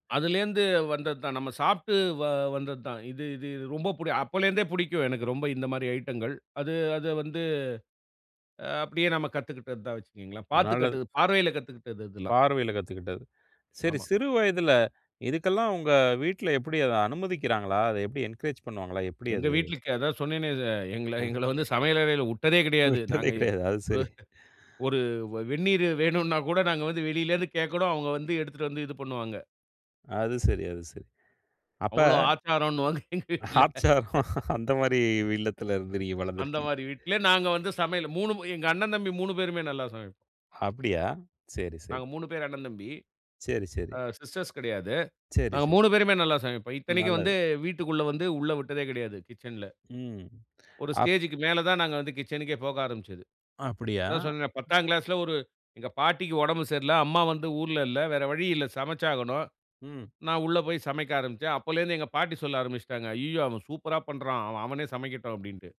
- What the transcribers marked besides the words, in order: other background noise; in English: "என்கரேஜ்"; laughing while speaking: "விட்டதே கிடையாது"; chuckle; laughing while speaking: "ஆச்சாரம், அந்த மாரி"; laughing while speaking: "ஆச்சாரம்ன்னுவாங்க, எங்க வீட்ல"; in English: "சிஸ்டர்ஸ்"; other noise
- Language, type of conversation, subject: Tamil, podcast, உங்களுக்குப் பிடித்த ஒரு பொழுதுபோக்கைப் பற்றி சொல்ல முடியுமா?